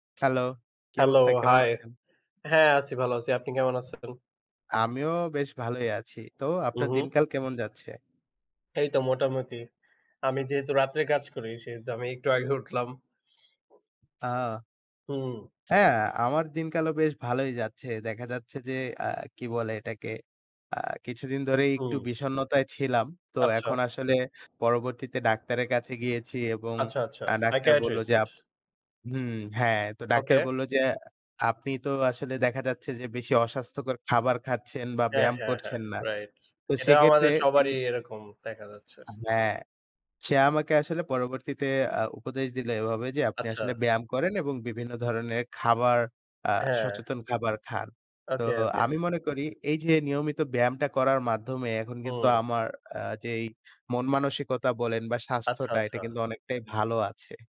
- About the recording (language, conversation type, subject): Bengali, unstructured, আপনার কাছে নিয়মিত ব্যায়াম করা কেন কঠিন মনে হয়, আর আপনার জীবনে শরীরচর্চা কতটা গুরুত্বপূর্ণ?
- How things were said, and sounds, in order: laughing while speaking: "একটু আগে উঠলাম"